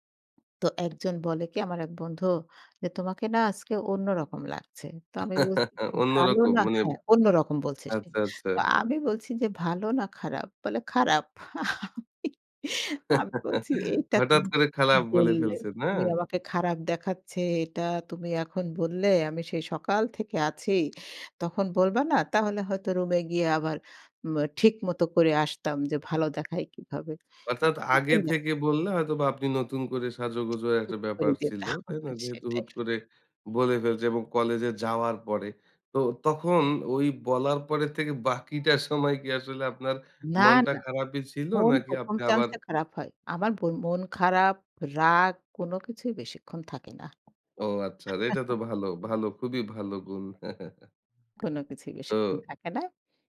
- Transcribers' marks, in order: chuckle; laughing while speaking: "আমি, আমি বলছি"; chuckle; other noise; tsk; chuckle; chuckle
- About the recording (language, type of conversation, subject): Bengali, podcast, পরিবার বা বন্ধুরা তোমার পোশাকের পছন্দে কতটা প্রভাব ফেলে?